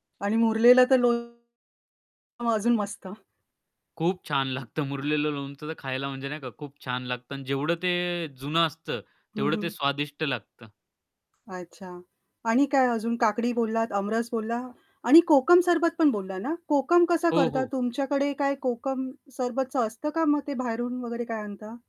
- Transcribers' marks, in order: distorted speech; tapping; static; other background noise
- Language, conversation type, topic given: Marathi, podcast, तुमच्या स्वयंपाकात ऋतूनुसार कोणते बदल होतात?